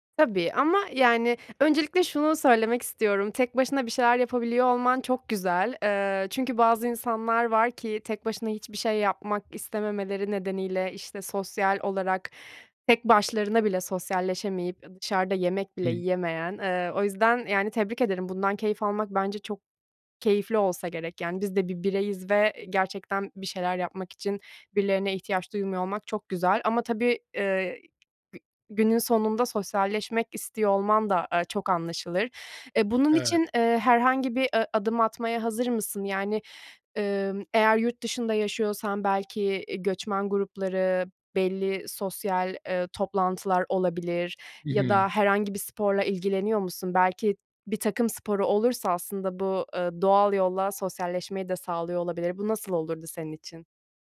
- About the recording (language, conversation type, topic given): Turkish, advice, Sosyal hayat ile yalnızlık arasında denge kurmakta neden zorlanıyorum?
- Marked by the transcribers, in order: other background noise; tapping